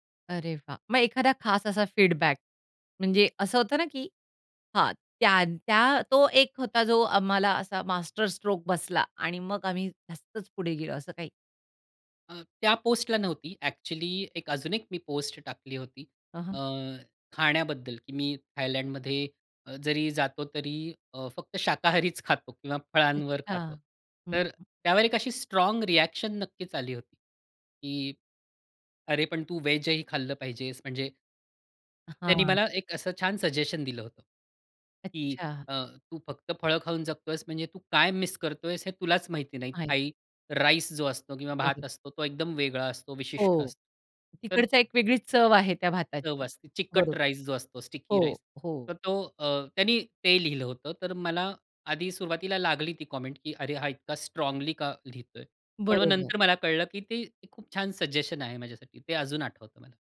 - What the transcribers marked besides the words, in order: in English: "फीडबॅक"; in English: "मास्टरस्ट्रोक"; in English: "स्ट्राँग रिएक्शन"; in English: "सजेशन"; in English: "मिस"; other background noise; in English: "स्टिकी राईस"; in English: "कॉमेंट"; in English: "सजेशन"
- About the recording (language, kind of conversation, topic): Marathi, podcast, सोशल मीडियामुळे तुमचा सर्जनशील प्रवास कसा बदलला?